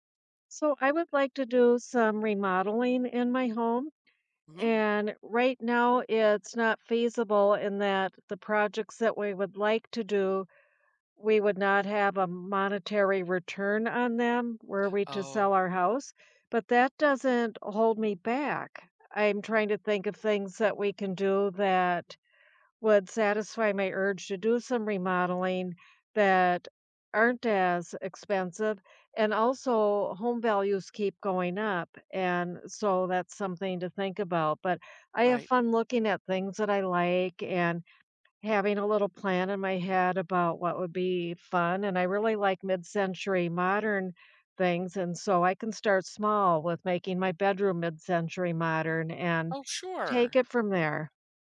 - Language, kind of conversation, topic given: English, unstructured, What dreams do you hope to achieve in the next five years?
- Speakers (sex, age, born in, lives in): female, 60-64, United States, United States; female, 65-69, United States, United States
- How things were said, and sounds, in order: tapping